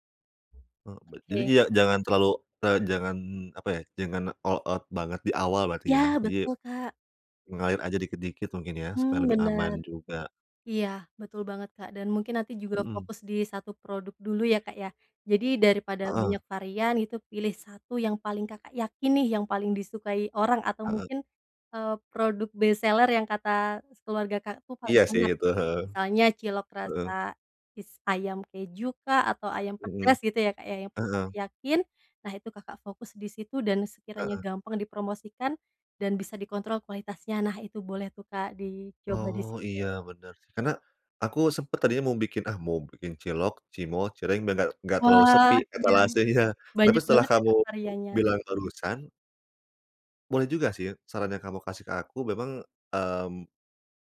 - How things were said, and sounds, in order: other background noise; in English: "all out"; in English: "best seller"; laughing while speaking: "etalasenya"
- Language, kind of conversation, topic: Indonesian, advice, Bagaimana cara memulai hal baru meski masih ragu dan takut gagal?